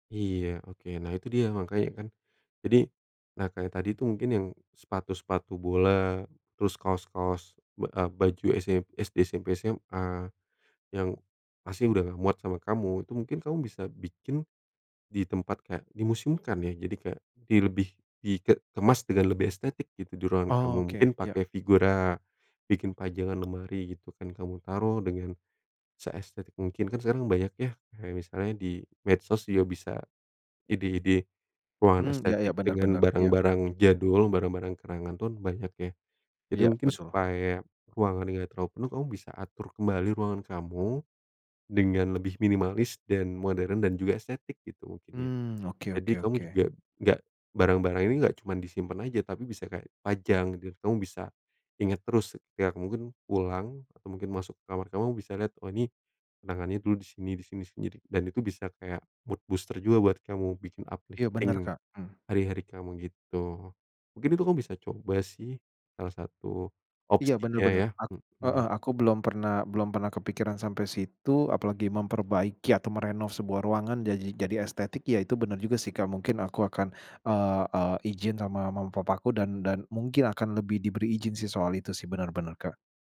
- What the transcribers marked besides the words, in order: tapping; "kenangan" said as "kerangan"; in English: "mood booster"; in English: "uplifting"
- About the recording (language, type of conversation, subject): Indonesian, advice, Mengapa saya merasa emosional saat menjual barang bekas dan terus menundanya?